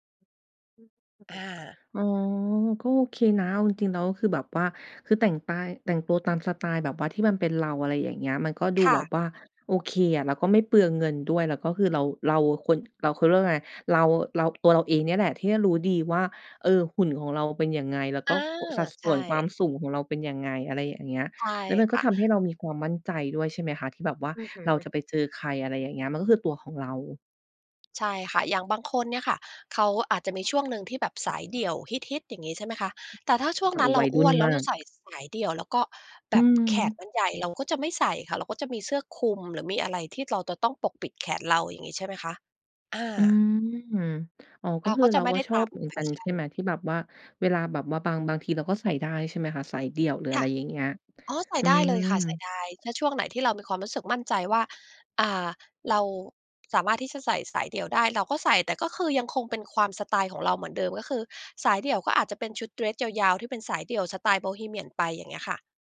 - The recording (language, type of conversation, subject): Thai, podcast, สื่อสังคมออนไลน์มีผลต่อการแต่งตัวของคุณอย่างไร?
- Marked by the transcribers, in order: unintelligible speech; other background noise; tapping